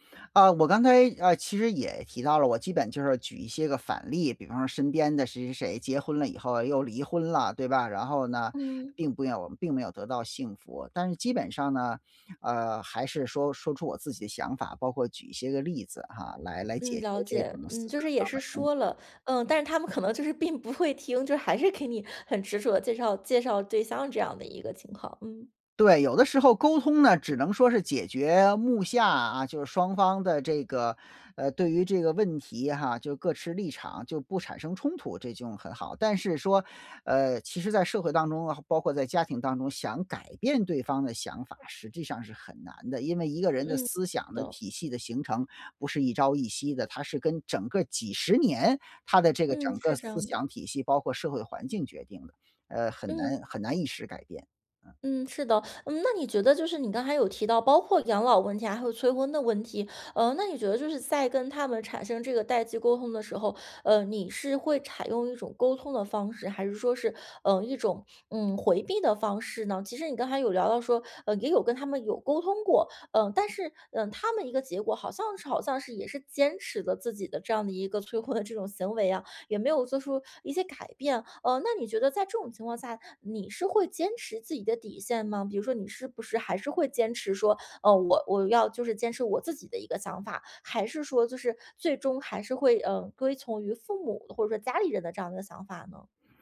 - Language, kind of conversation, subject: Chinese, podcast, 家里出现代沟时，你会如何处理？
- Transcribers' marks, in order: laughing while speaking: "可能就是并不会听，就是还是给你"; laugh